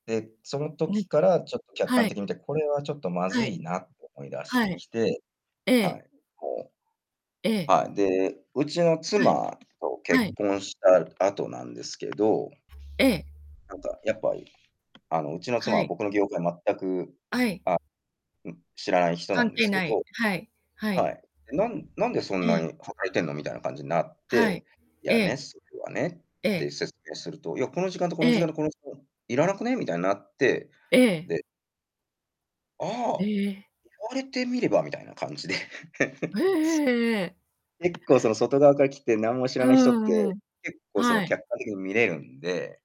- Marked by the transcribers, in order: distorted speech; other background noise; static; tapping; giggle
- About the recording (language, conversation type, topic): Japanese, unstructured, 他人の期待に応えすぎて疲れたことはありますか？